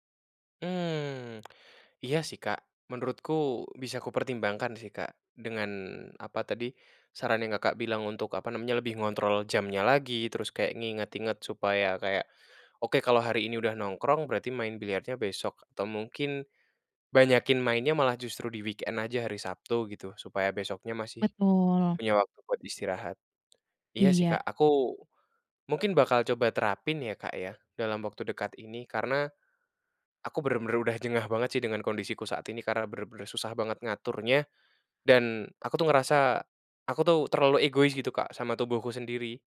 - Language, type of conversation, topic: Indonesian, advice, Mengapa Anda sulit bangun pagi dan menjaga rutinitas?
- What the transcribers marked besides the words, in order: in English: "weekend"